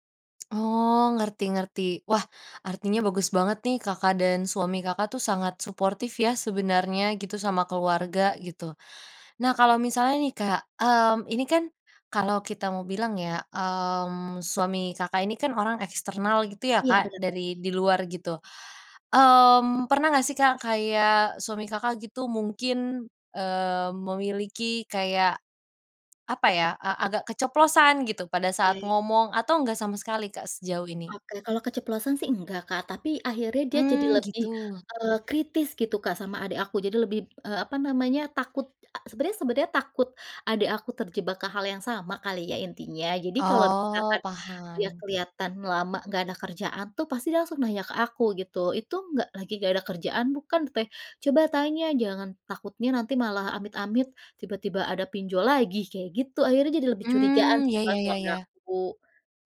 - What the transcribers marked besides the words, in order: other background noise
- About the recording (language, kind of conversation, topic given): Indonesian, podcast, Apa pendapatmu tentang kebohongan demi kebaikan dalam keluarga?